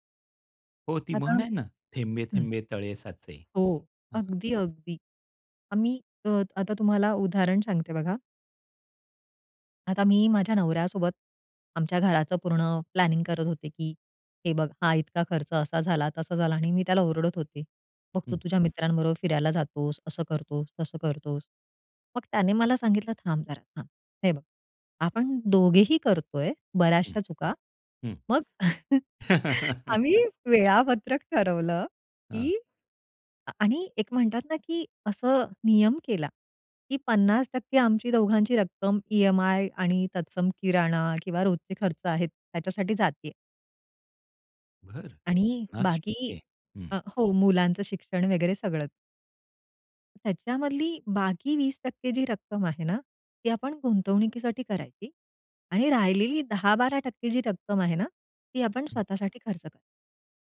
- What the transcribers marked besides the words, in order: other background noise; in English: "प्लॅनिंग"; laugh; chuckle; in English: "ईएमआय"
- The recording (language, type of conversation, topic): Marathi, podcast, तात्काळ समाधान आणि दीर्घकालीन वाढ यांचा तोल कसा सांभाळतोस?